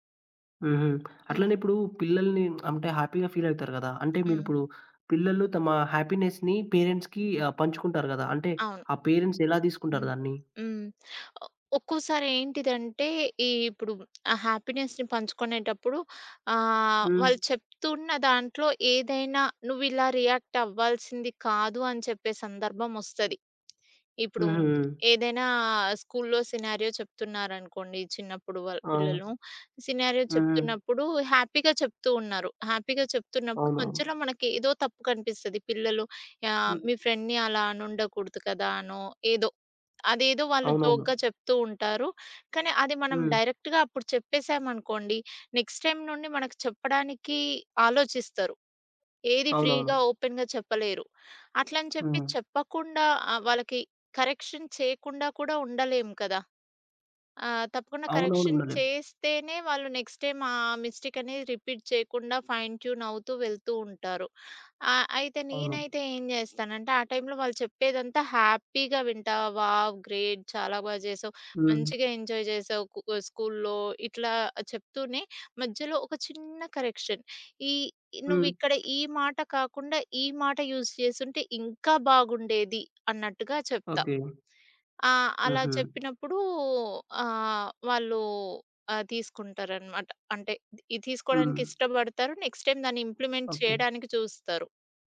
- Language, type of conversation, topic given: Telugu, podcast, మీ ఇంట్లో పిల్లల పట్ల ప్రేమాభిమానాన్ని ఎలా చూపించేవారు?
- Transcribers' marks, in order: in English: "హ్యాపీ‌గా"; in English: "హ్యాపీనెస్‌ని పేరెంట్స్‌కి"; in English: "పేరెంట్స్"; in English: "హ్యాపీనెస్‌ని"; in English: "రియాక్ట్"; tapping; in English: "స్కూల్‌లో సినారియో"; in English: "సినారియో"; in English: "హ్యాపీగా"; in English: "హ్యాపీగా"; in English: "ఫ్రెండ్‌ని"; other background noise; in English: "జోక్‌గా"; in English: "డైరెక్ట్‌గా"; in English: "నెక్స్ట్ టైమ్"; in English: "ఫ్రీ‌గా, ఓపెన్‌గా"; in English: "కరెక్షన్"; in English: "కరెక్షన్"; in English: "నెక్స్ట్ టైమ్"; in English: "మిస్టేక్"; in English: "రిపీట్"; in English: "ఫైన్ ట్యూన్"; in English: "హ్యాపీగా"; in English: "వావ్! గ్రేట్!"; in English: "ఎంజాయ్"; in English: "కరెక్షన్"; in English: "యూజ్"; in English: "నెక్స్ట్ టైమ్"; in English: "ఇంప్లిమెంట్"